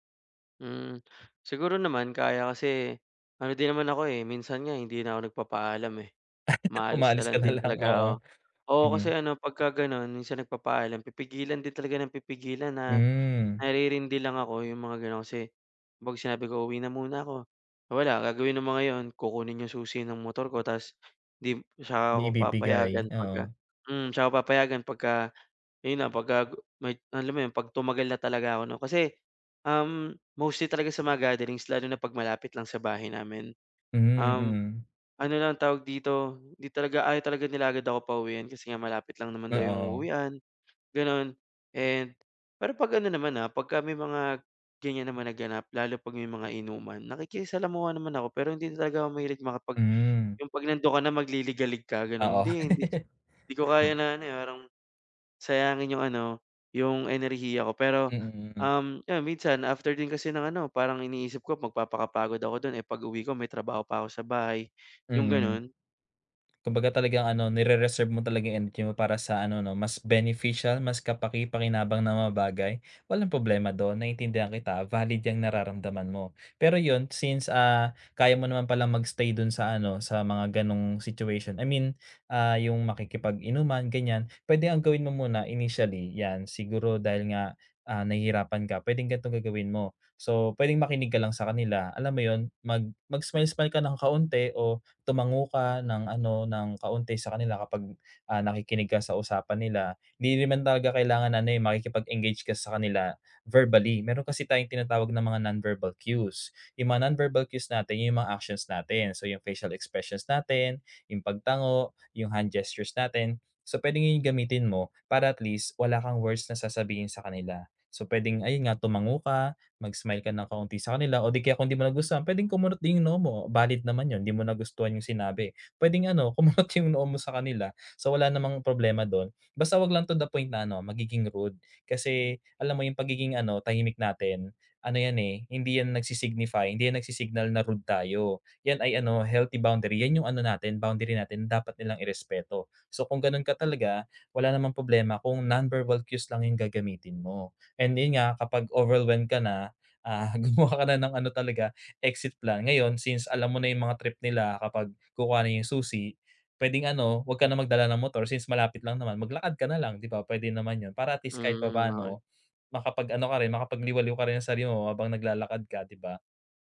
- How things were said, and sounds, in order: chuckle; tapping; laugh
- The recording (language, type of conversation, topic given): Filipino, advice, Paano ako makikisalamuha sa mga handaan nang hindi masyadong naiilang o kinakabahan?